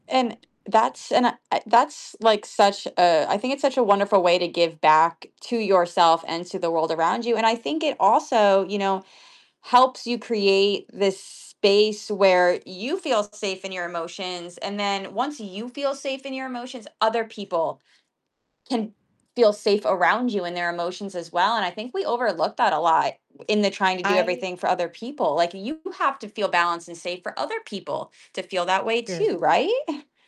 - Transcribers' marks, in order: static; other background noise; distorted speech; scoff
- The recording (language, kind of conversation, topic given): English, unstructured, How does the fear of being a burden affect emotional honesty?
- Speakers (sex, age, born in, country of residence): female, 35-39, United States, United States; female, 50-54, United States, United States